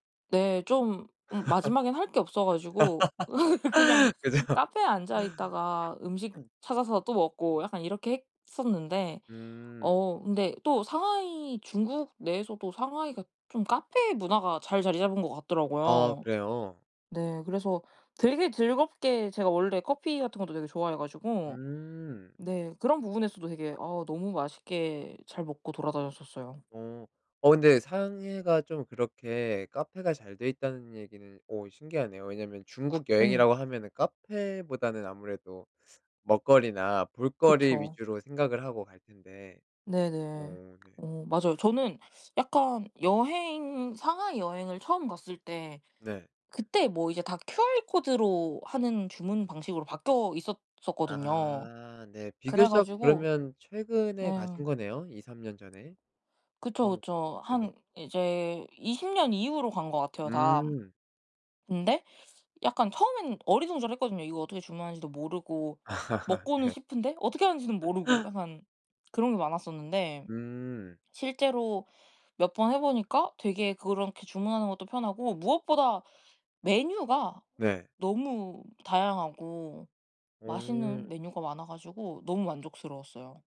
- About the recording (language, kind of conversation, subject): Korean, podcast, 음식 때문에 떠난 여행 기억나요?
- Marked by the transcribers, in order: laugh; laugh; other background noise; throat clearing; teeth sucking; tapping; laugh